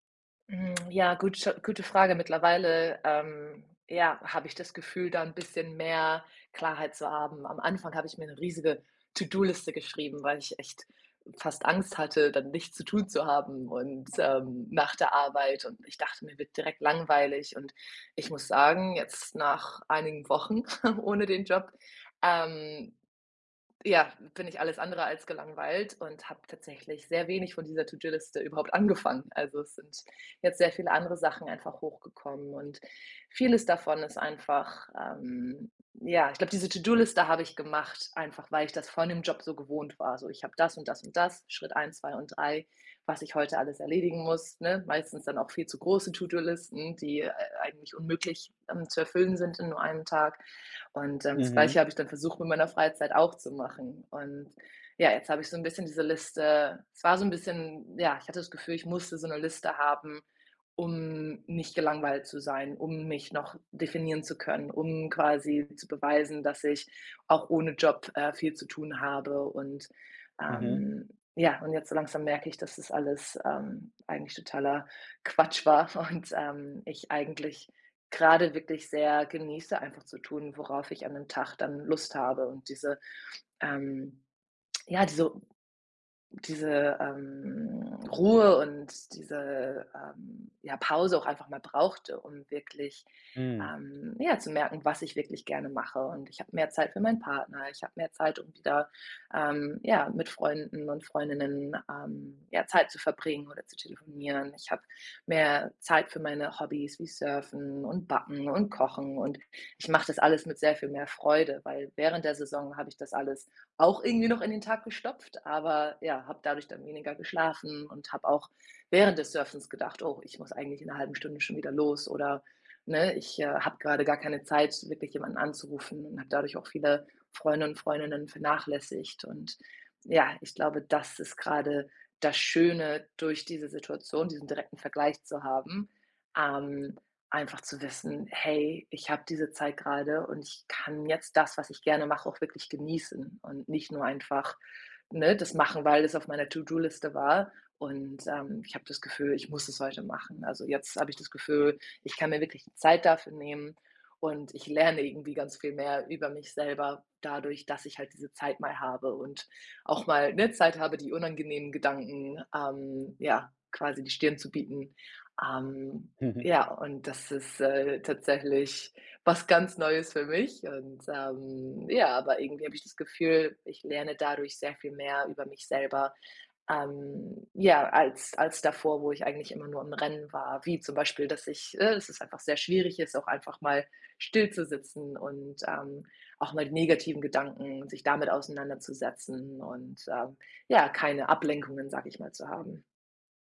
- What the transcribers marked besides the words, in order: "gute" said as "gutsche"; giggle; chuckle; joyful: "was ganz Neues für mich"
- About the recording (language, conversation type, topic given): German, advice, Wie kann ich mich außerhalb meines Jobs definieren, ohne ständig nur an die Arbeit zu denken?